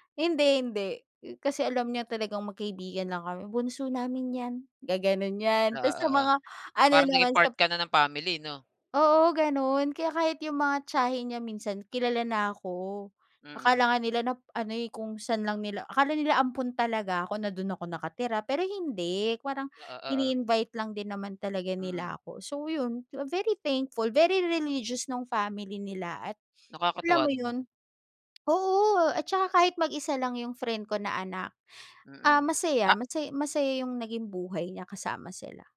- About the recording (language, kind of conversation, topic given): Filipino, podcast, Paano ka tinanggap ng isang lokal na pamilya?
- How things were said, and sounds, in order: none